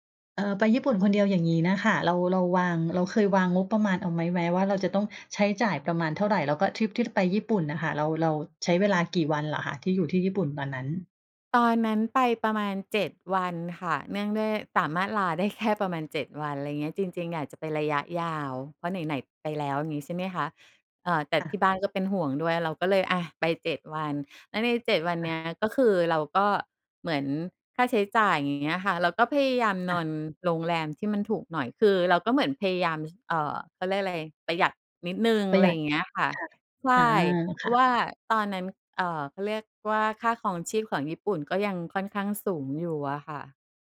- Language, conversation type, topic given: Thai, podcast, คุณควรเริ่มวางแผนทริปเที่ยวคนเดียวยังไงก่อนออกเดินทางจริง?
- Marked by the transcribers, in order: none